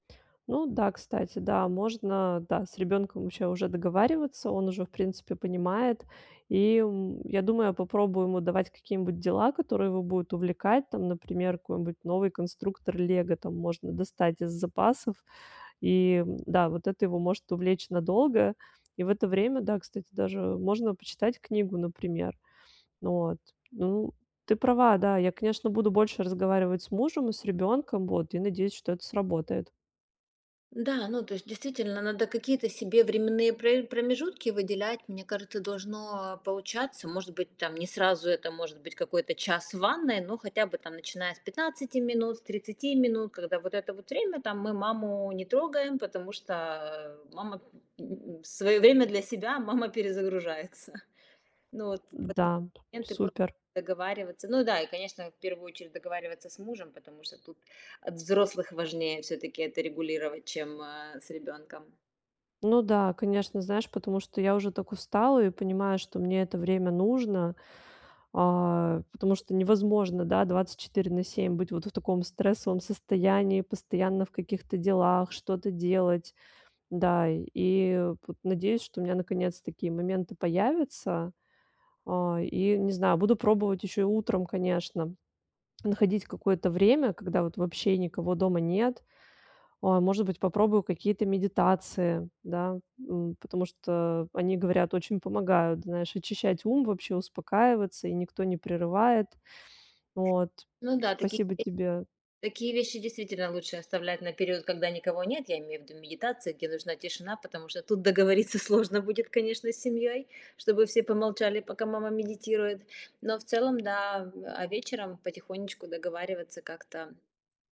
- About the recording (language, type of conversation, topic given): Russian, advice, Как мне справляться с частыми прерываниями отдыха дома?
- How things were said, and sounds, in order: tapping; laughing while speaking: "перезагружается"; other background noise